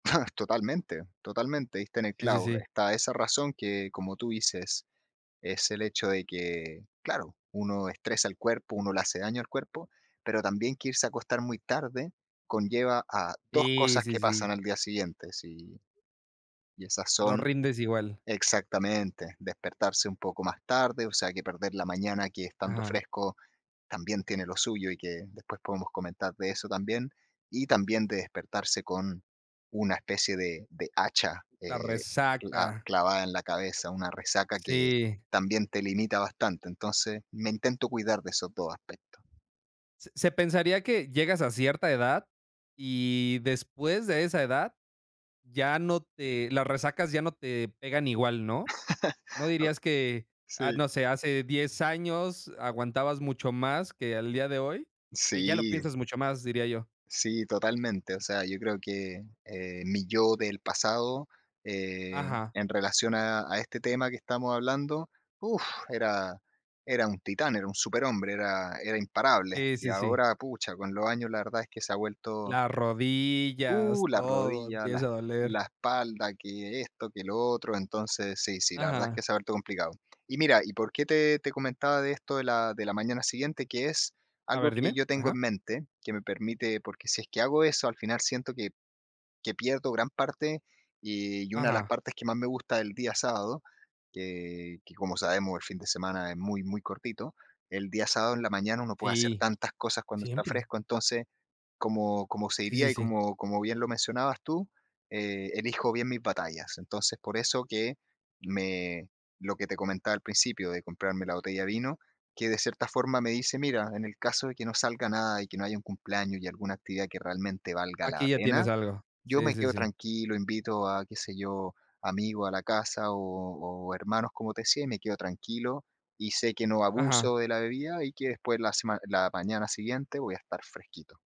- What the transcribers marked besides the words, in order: chuckle
- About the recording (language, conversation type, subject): Spanish, podcast, ¿Cómo te recuperas después de una semana muy estresante?